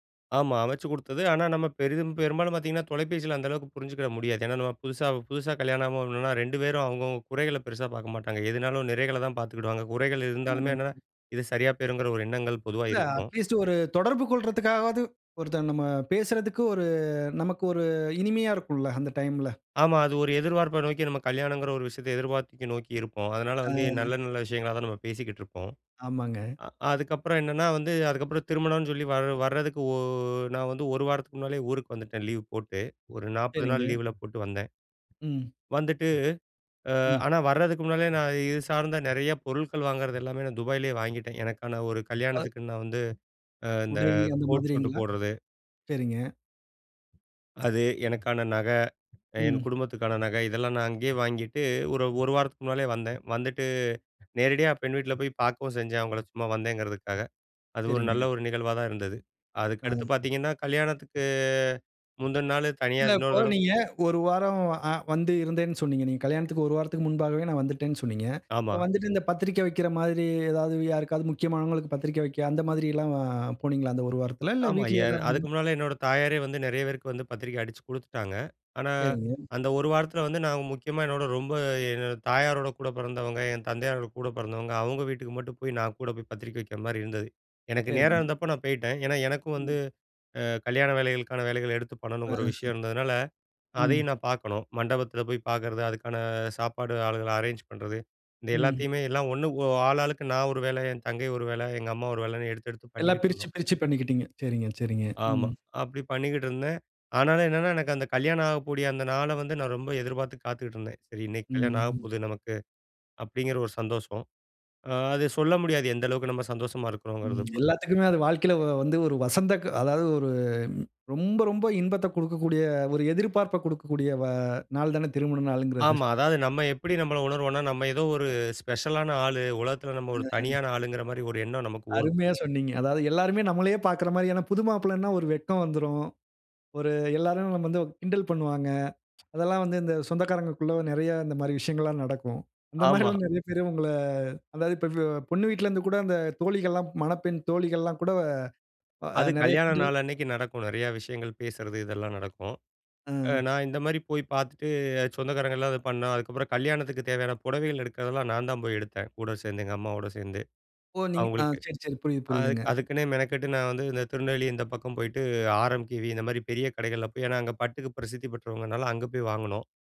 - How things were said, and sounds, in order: unintelligible speech; in English: "அட்லீஸ்ட்"; drawn out: "ஒரு"; "எதிர்பார்த்து" said as "எதிர்பார்த்திக்கி"; other background noise; in English: "கோட் ஷூட்"; drawn out: "கல்யாணத்துக்கு"; in English: "அரேஞ்ச்"; laughing while speaking: "நாள் தானே திருமண நாள்ங்கிறது"; in English: "ஸ்பெஷலான"; laughing while speaking: "இந்த மாதிரிலாம் நெறைய பேரு உங்கள … அ நெறைய கிண்டல்"
- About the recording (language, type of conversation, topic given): Tamil, podcast, உங்கள் திருமண நாளின் நினைவுகளை சுருக்கமாக சொல்ல முடியுமா?